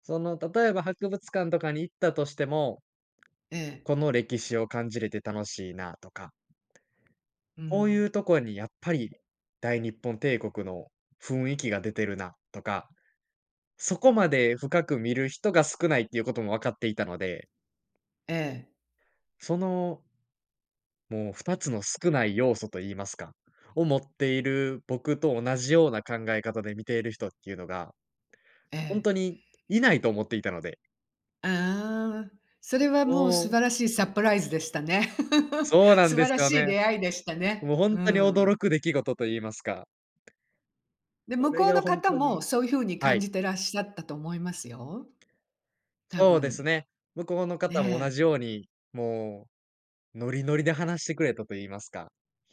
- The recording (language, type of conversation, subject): Japanese, podcast, 旅先での忘れられない出会いは、どんなものだったのでしょうか？
- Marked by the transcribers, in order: other background noise; tapping; laugh